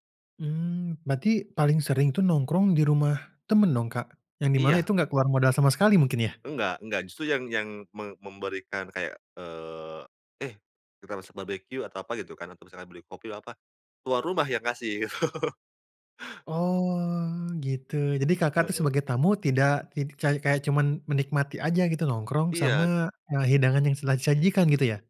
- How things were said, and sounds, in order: laughing while speaking: "gitu"; laugh; "telah" said as "selah"
- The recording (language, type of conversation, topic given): Indonesian, podcast, Apa peran nongkrong dalam persahabatanmu?